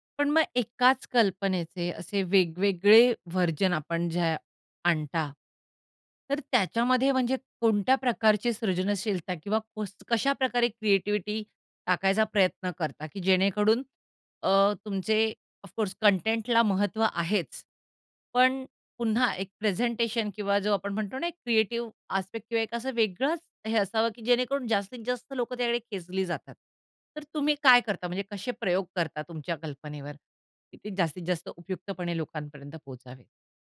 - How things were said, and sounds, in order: in English: "वर्जन"; in English: "क्रिएटिव्हिटी"; in English: "ऑफ कोर्स"; in English: "प्रेझेंटेशन"; in English: "क्रिएटिव्ह आस्पेक्ट"
- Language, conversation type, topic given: Marathi, podcast, सोशल मीडियामुळे तुमचा सर्जनशील प्रवास कसा बदलला?